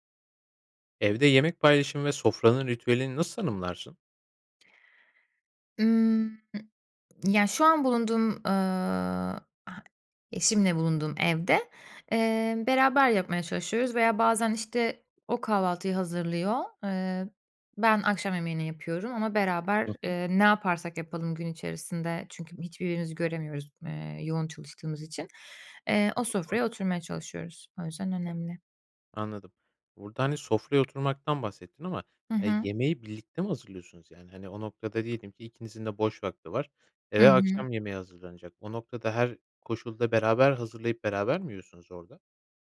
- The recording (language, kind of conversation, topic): Turkish, podcast, Evde yemek paylaşımını ve sofraya dair ritüelleri nasıl tanımlarsın?
- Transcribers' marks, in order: none